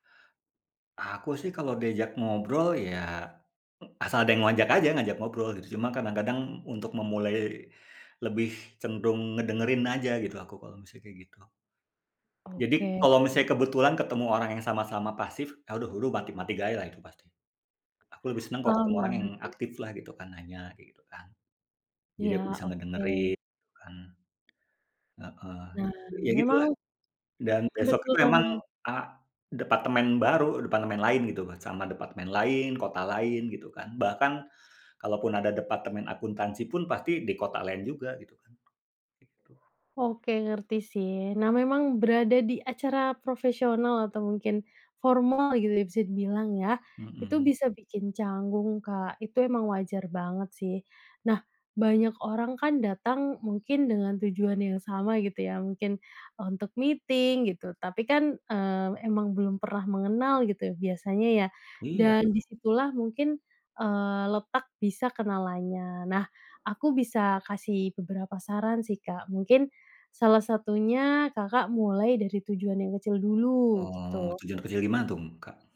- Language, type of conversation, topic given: Indonesian, advice, Bagaimana pengalamanmu membangun jaringan profesional di acara yang membuatmu canggung?
- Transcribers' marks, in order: "ngajak" said as "ngoajak"; tapping; other background noise; in English: "meeting"